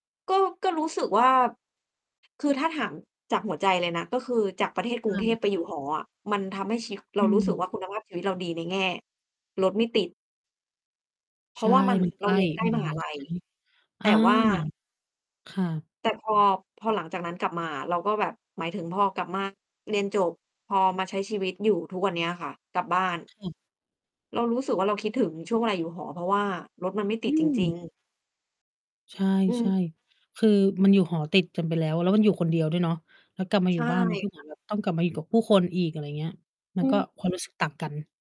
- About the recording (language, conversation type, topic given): Thai, unstructured, ช่วงเวลาไหนในชีวิตที่ทำให้คุณเติบโตมากที่สุด?
- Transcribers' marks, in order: other background noise; mechanical hum; distorted speech